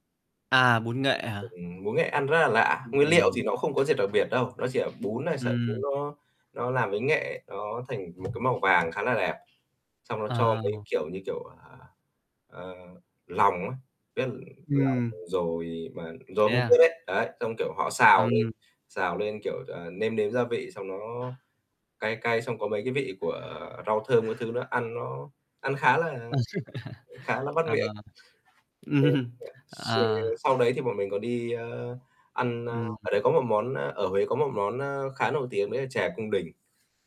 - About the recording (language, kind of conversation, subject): Vietnamese, podcast, Kỷ niệm du lịch đáng nhớ nhất của bạn là gì?
- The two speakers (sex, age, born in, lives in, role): male, 25-29, Vietnam, Vietnam, guest; male, 25-29, Vietnam, Vietnam, host
- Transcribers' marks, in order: other background noise; distorted speech; tapping; chuckle; laughing while speaking: "Ừm"